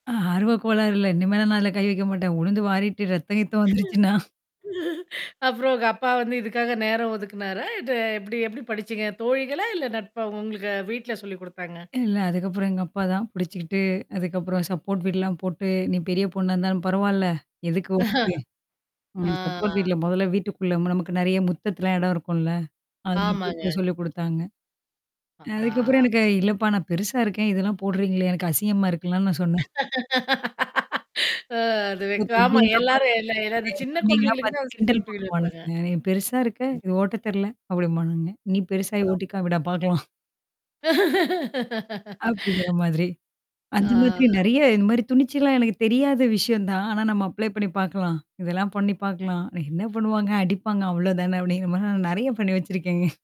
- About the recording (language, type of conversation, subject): Tamil, podcast, பள்ளிக்காலத்தில் உங்கள் தோழர்களோடு நீங்கள் அனுபவித்த சிறந்த சாகசம் எது?
- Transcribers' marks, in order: static; laugh; laughing while speaking: "வந்துருச்சுன்னா?"; in English: "சப்போர்ட் வீல்லாம்"; chuckle; distorted speech; drawn out: "ஆ"; laugh; chuckle; in English: "சப்போர்ட் வீல்"; tapping; laughing while speaking: "பாக்கலாம்"; laugh; in English: "அப்ளை"; other noise; laughing while speaking: "பண்ணீ வச்சிருக்கேங்க"